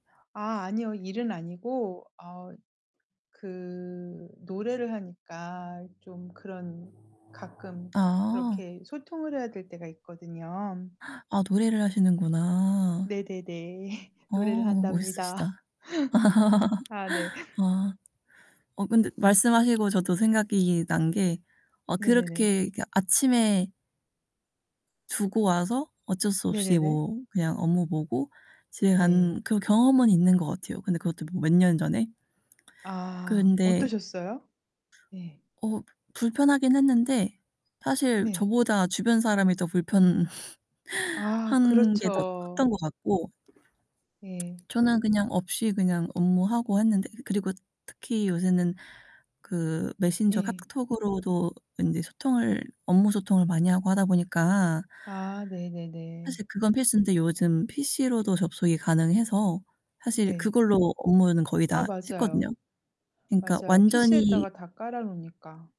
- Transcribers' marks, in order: other street noise; other background noise; gasp; laugh; laughing while speaking: "한답니다"; laugh; static; laugh; distorted speech
- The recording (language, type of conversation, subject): Korean, unstructured, 휴대폰 없이 하루를 보내본 적이 있나요?